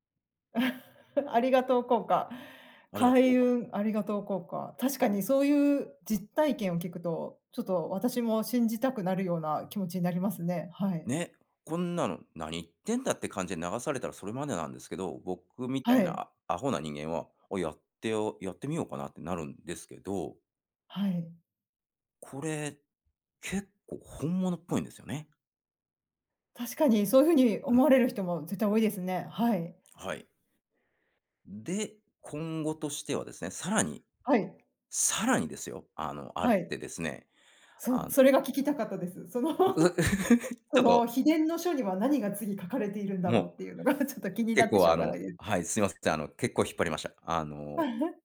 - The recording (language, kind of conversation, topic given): Japanese, podcast, 今後、何を学びたいですか？
- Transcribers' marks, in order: chuckle; other background noise; chuckle; laughing while speaking: "っていうのがちょっと"; chuckle